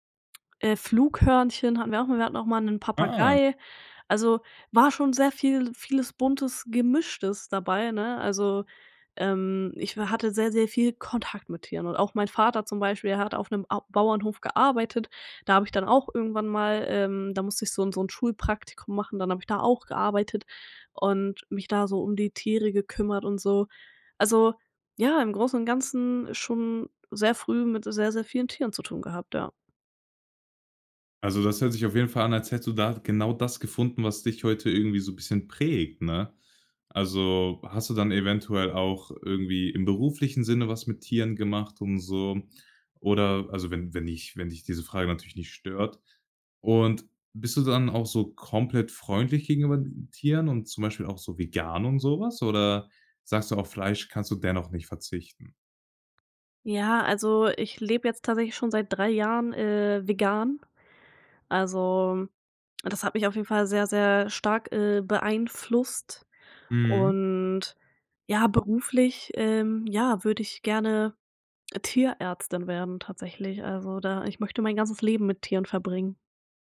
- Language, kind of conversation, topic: German, podcast, Erzähl mal, was hat dir die Natur über Geduld beigebracht?
- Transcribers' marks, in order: surprised: "Ah"; other background noise; put-on voice: "beeinflusst"